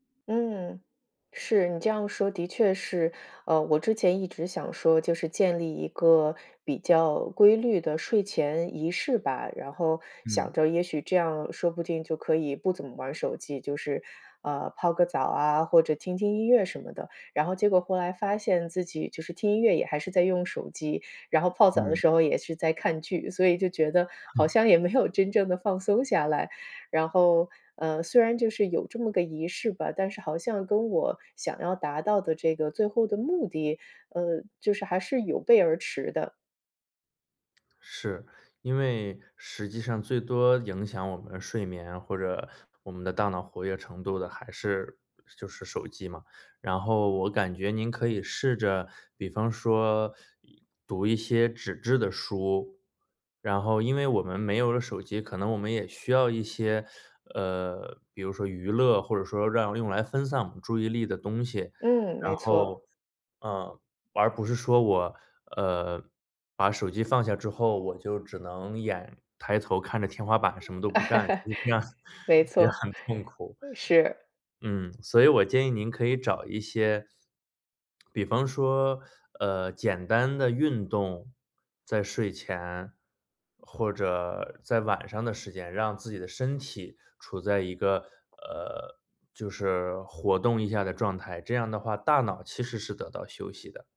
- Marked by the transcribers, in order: joyful: "好像也没有真正的放松下来"; chuckle; tapping; teeth sucking; teeth sucking; other noise; laugh; chuckle; lip smack
- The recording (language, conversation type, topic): Chinese, advice, 为什么我很难坚持早睡早起的作息？